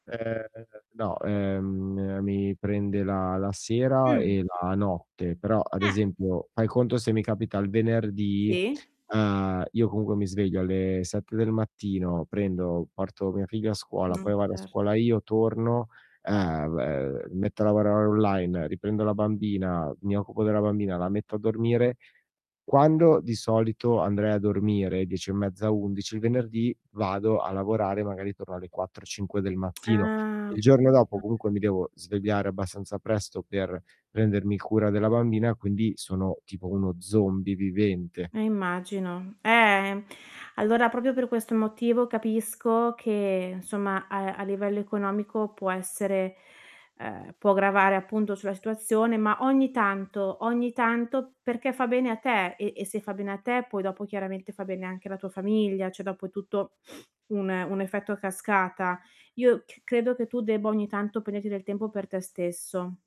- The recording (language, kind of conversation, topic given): Italian, advice, Come posso gestire il carico di lavoro e lo stress in una startup senza bruciarmi?
- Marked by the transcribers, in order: distorted speech; other background noise; tapping; static; tsk; drawn out: "Ah"; unintelligible speech; "insomma" said as "nsomma"; "cioè" said as "ceh"; sniff